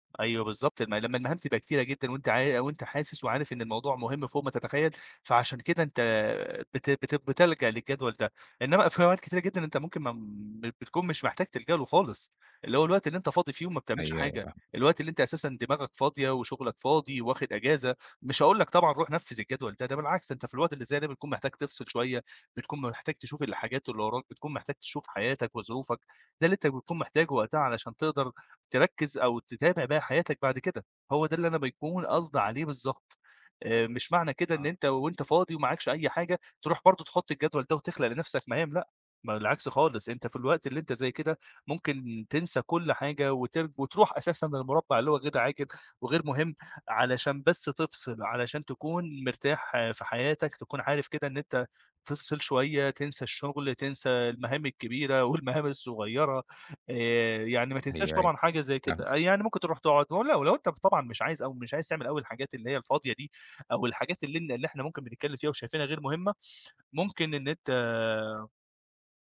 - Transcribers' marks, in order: other background noise; laughing while speaking: "والمهام الصغيرة"
- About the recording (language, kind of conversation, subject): Arabic, podcast, إزاي بتقسّم المهام الكبيرة لخطوات صغيرة؟